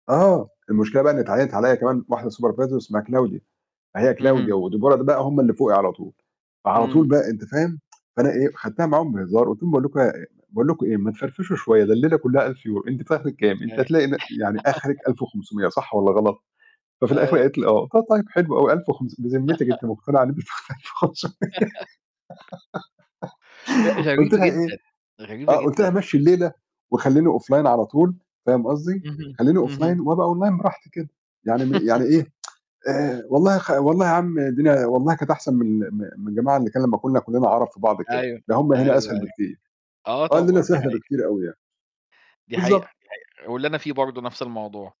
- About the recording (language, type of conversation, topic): Arabic, unstructured, إيه الحاجة اللي بتخليك تحس بالسعادة لما تفكر في مستقبلك؟
- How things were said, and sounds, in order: in English: "supervisor"; tsk; unintelligible speech; laugh; laugh; laugh; tapping; unintelligible speech; laughing while speaking: "خُمسُمِيَّة"; giggle; in English: "offline"; in English: "offline"; in English: "online"; laugh; tsk